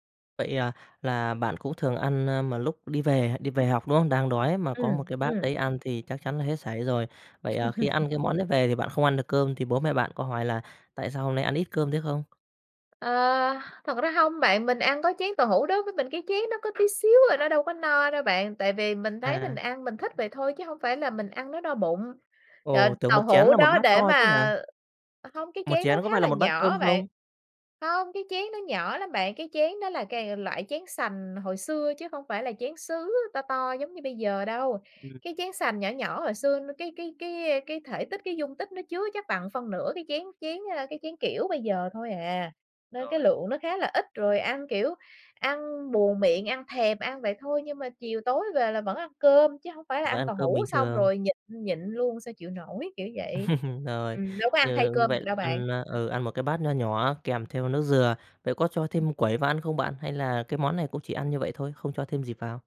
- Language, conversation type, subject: Vietnamese, podcast, Món ăn nào gợi nhớ tuổi thơ của bạn nhất?
- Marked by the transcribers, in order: chuckle; tapping; other background noise; chuckle